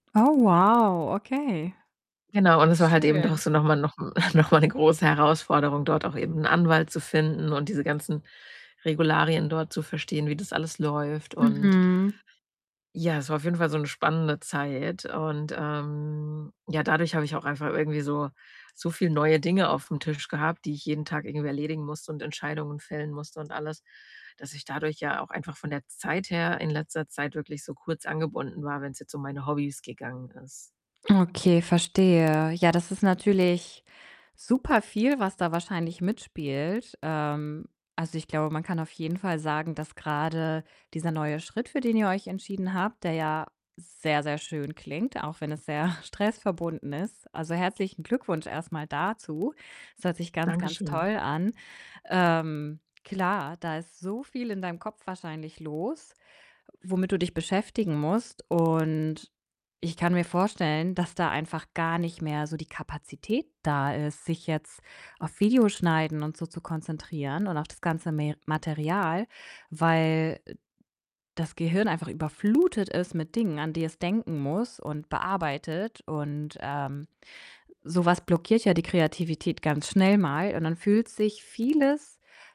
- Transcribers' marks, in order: distorted speech; other background noise; chuckle; laughing while speaking: "sehr"
- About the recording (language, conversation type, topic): German, advice, Wie kann ich nach einem Motivationsverlust bei einem langjährigen Hobby wieder Spaß daran finden?